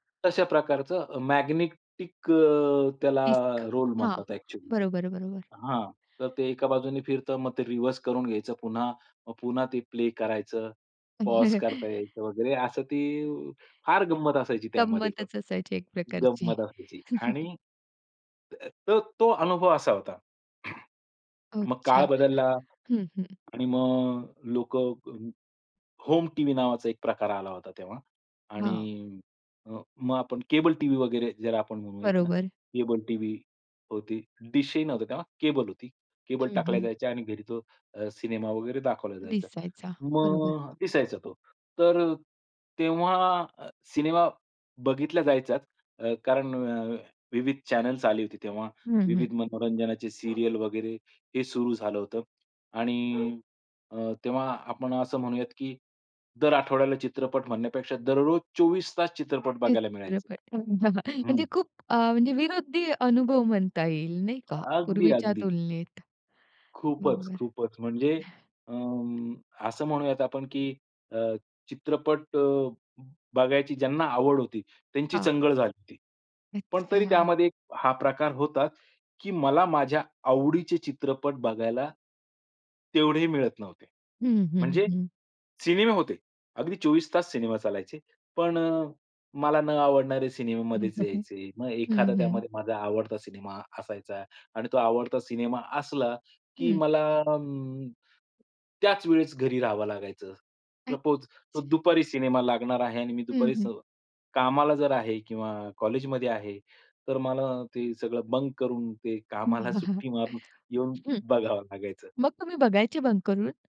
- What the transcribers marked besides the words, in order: tapping; in English: "रिव्हर्स"; chuckle; chuckle; throat clearing; in English: "डिशही"; in English: "चॅनेल्स"; dog barking; in English: "सीरियल"; laughing while speaking: "हो ना"; other background noise; unintelligible speech; in English: "सपोज"; in English: "बंक"; laughing while speaking: "वाह!"; in English: "बंक"
- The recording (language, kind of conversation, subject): Marathi, podcast, मालिका आणि चित्रपटांचे प्रवाहचित्रण आल्यामुळे प्रेक्षकांचा अनुभव कसा बदलला, हे तू स्पष्ट करशील का?